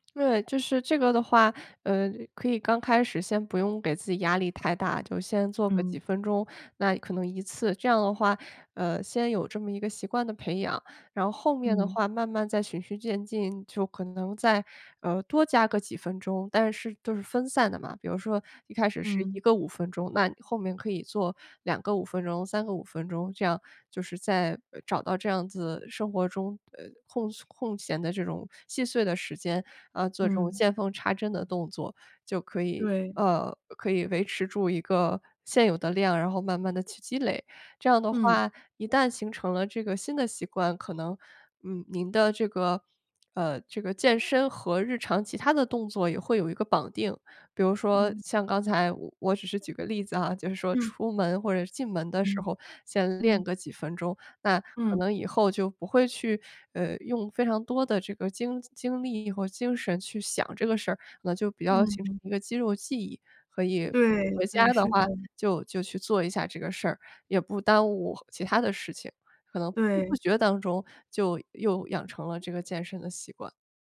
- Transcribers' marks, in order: none
- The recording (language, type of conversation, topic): Chinese, advice, 在忙碌的生活中，怎样才能坚持新习惯而不半途而废？